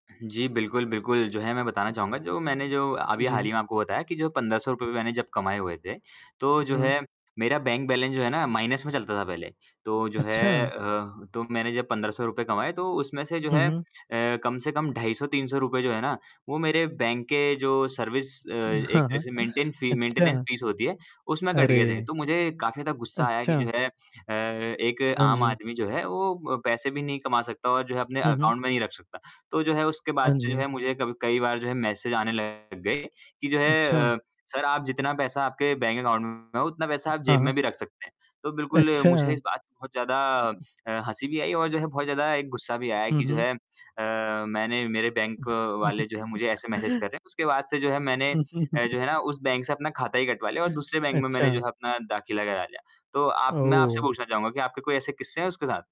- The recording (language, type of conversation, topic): Hindi, unstructured, आपने अपना पहला पैसा कैसे कमाया था?
- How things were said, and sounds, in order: mechanical hum; distorted speech; in English: "बैलेंस"; in English: "माइनस"; static; in English: "सर्विस"; in English: "मेंटेन फी मेंटेनेंस फीस"; chuckle; in English: "अकाउंट"; tapping; in English: "बैंक अकाउंट"; laughing while speaking: "अच्छा"; other noise; chuckle; chuckle